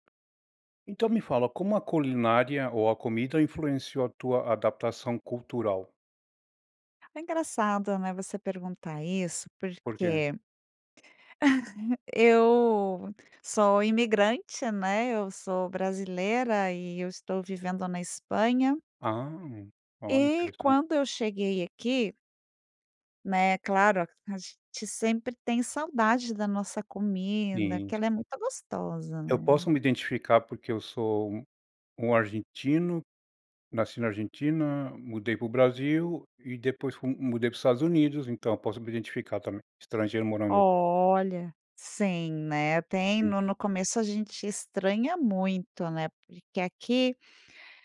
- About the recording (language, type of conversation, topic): Portuguese, podcast, Como a comida influenciou sua adaptação cultural?
- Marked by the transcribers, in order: giggle